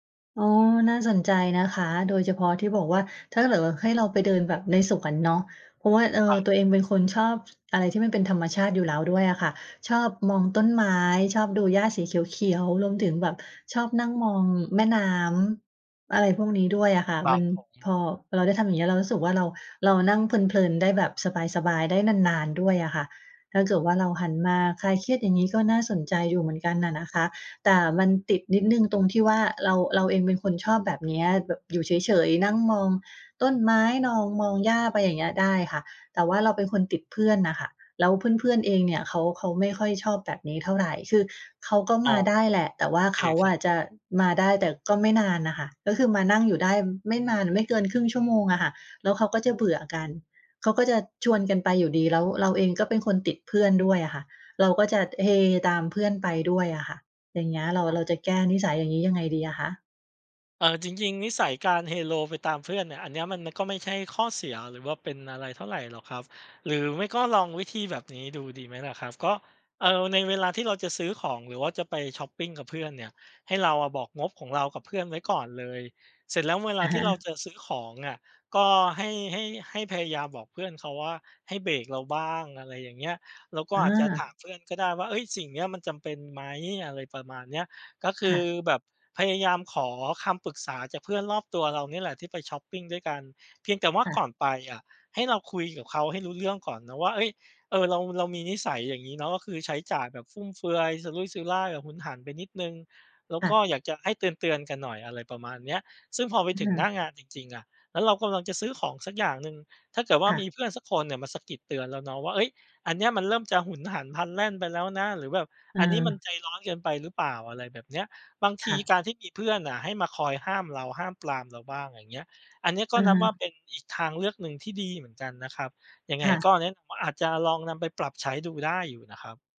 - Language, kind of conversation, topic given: Thai, advice, เมื่อเครียด คุณเคยเผลอใช้จ่ายแบบหุนหันพลันแล่นไหม?
- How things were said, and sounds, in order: unintelligible speech